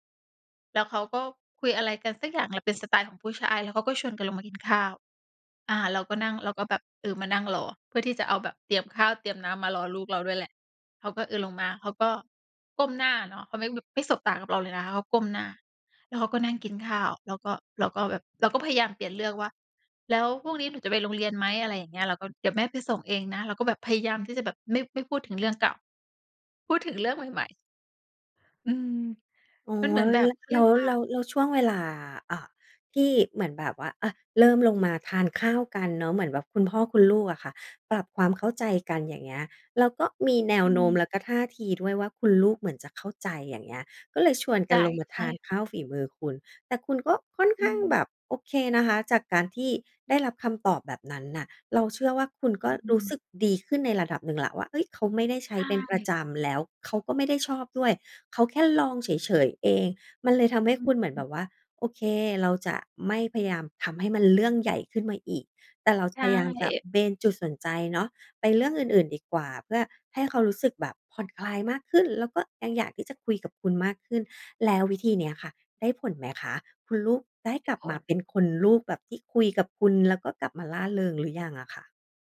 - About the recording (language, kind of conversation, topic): Thai, podcast, เล่าเรื่องวิธีสื่อสารกับลูกเวลามีปัญหาได้ไหม?
- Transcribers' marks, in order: other background noise